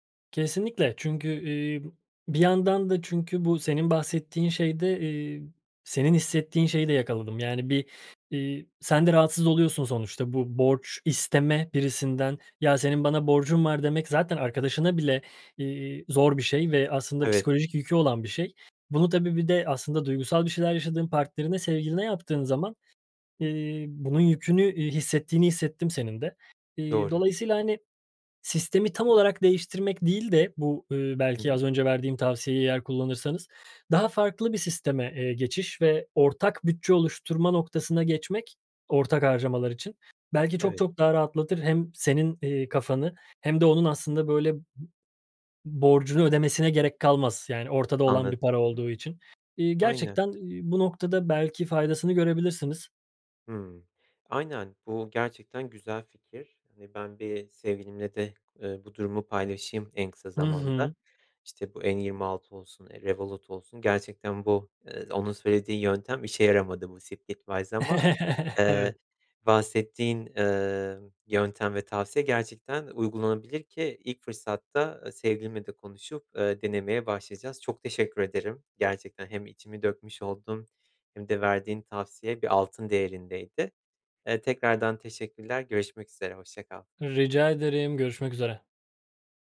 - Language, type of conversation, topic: Turkish, advice, Para ve finansal anlaşmazlıklar
- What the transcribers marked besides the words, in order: other background noise; tapping; chuckle